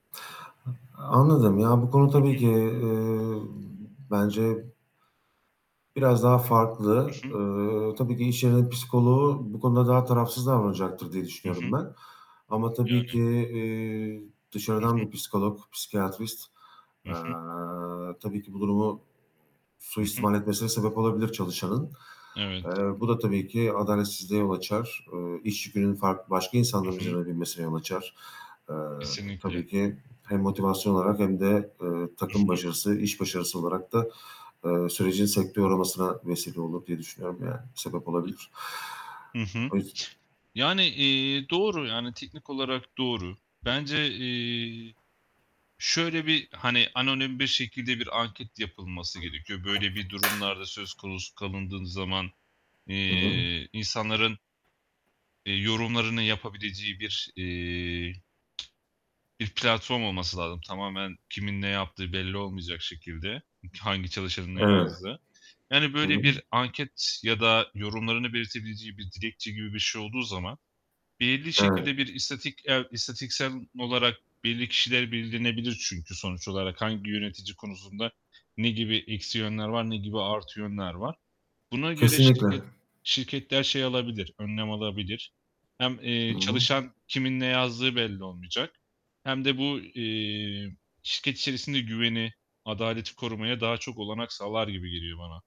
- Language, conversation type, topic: Turkish, unstructured, İş yerinde hiç adaletsizliğe uğradığınızı hissettiniz mi?
- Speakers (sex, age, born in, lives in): male, 25-29, Turkey, Poland; male, 35-39, Turkey, Poland
- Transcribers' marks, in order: static; tapping; distorted speech; other background noise; "istatistiksel" said as "istatiksel"